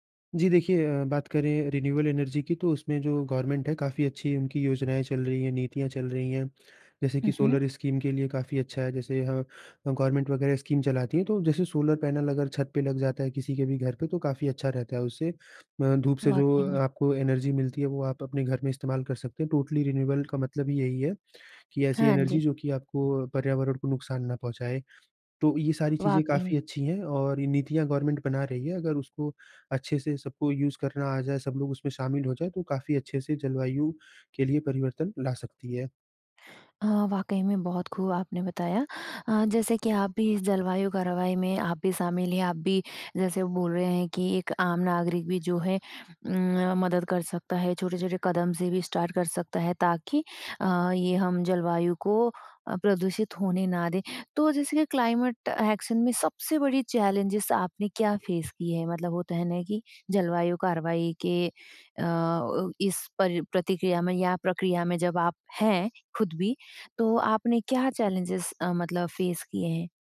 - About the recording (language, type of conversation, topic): Hindi, podcast, एक आम व्यक्ति जलवायु कार्रवाई में कैसे शामिल हो सकता है?
- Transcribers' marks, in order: in English: "रिन्यूएबल एनर्जी"; in English: "गवर्नमेंट"; in English: "स्कीम"; in English: "गवर्नमेंट"; in English: "स्कीम"; in English: "एनर्जी"; in English: "टोटली रिन्यूएबल"; in English: "एनर्जी"; in English: "गवर्नमेंट"; in English: "यूज़"; in English: "स्टार्ट"; in English: "क्लाइमेट एक्शन"; in English: "चैलेंजेज़"; in English: "फ़ेस"; in English: "चैलेंजेज़"; in English: "फ़ेस"